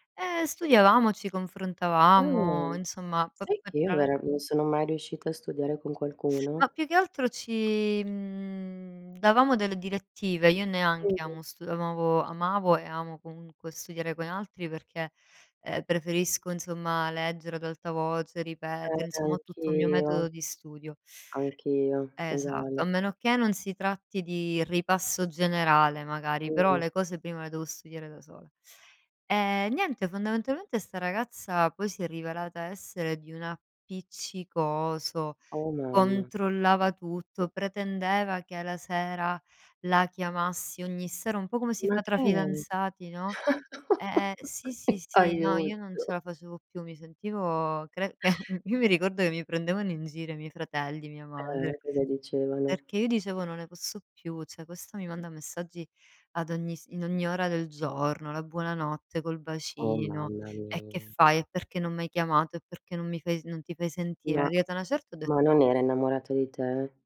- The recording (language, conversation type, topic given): Italian, unstructured, Come gestisci un’amicizia che diventa tossica?
- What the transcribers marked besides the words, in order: unintelligible speech; tapping; giggle; laughing while speaking: "che"; snort